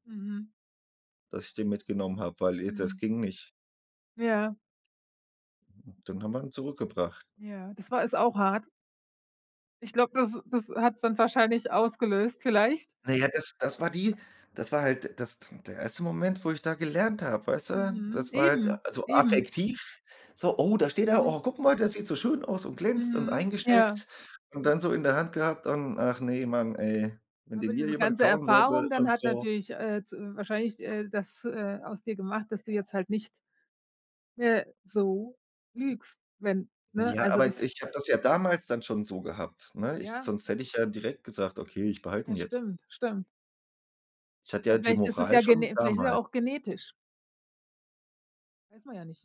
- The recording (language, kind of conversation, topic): German, unstructured, Was bedeutet Ehrlichkeit für dich im Alltag?
- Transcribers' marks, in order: other background noise